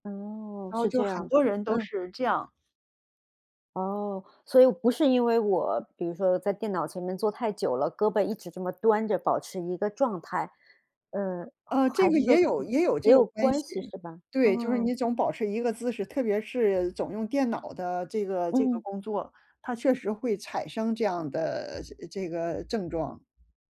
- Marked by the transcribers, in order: other background noise
- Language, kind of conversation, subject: Chinese, advice, 受伤后我想恢复锻炼，但害怕再次受伤，该怎么办？